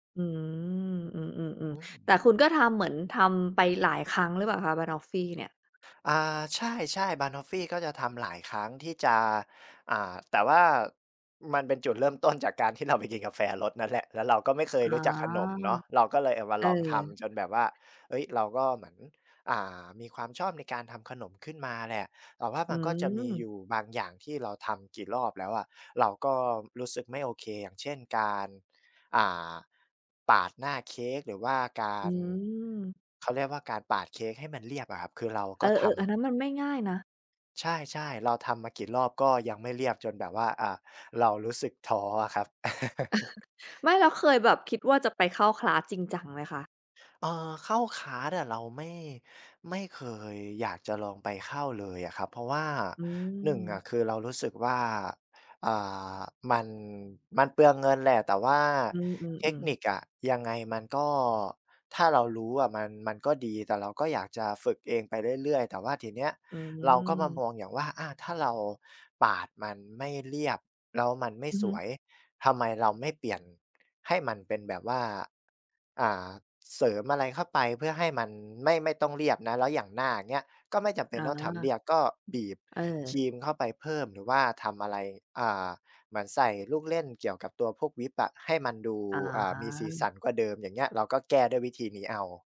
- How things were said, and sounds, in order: laughing while speaking: "เราไปกินกาแฟรสนั้นแหละ"; chuckle
- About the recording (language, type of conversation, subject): Thai, podcast, งานอดิเรกอะไรที่คุณอยากแนะนำให้คนอื่นลองทำดู?
- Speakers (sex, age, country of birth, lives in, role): female, 35-39, Thailand, United States, host; male, 25-29, Thailand, Thailand, guest